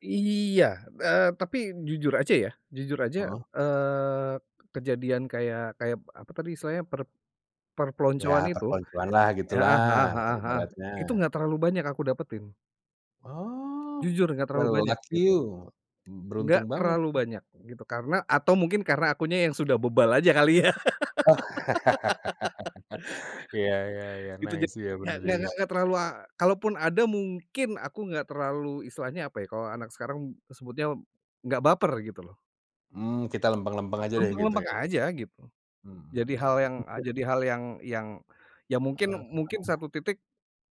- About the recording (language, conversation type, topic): Indonesian, podcast, Ceritakan momen kecil apa yang mengubah cara pandangmu tentang hidup?
- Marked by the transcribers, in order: in English: "lucky you"; other background noise; laugh; laughing while speaking: "ya"; laugh; in English: "nice"; chuckle